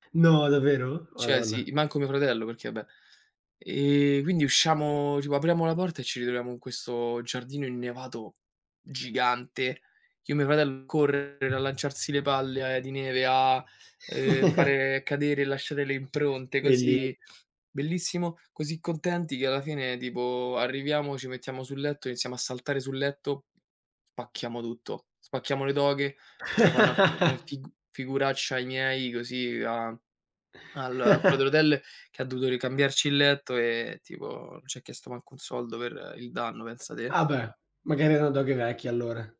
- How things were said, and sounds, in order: "Cioè" said as "ceh"; stressed: "gigante"; other background noise; chuckle; laugh; chuckle
- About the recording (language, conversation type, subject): Italian, unstructured, Qual è il ricordo più divertente che hai di un viaggio?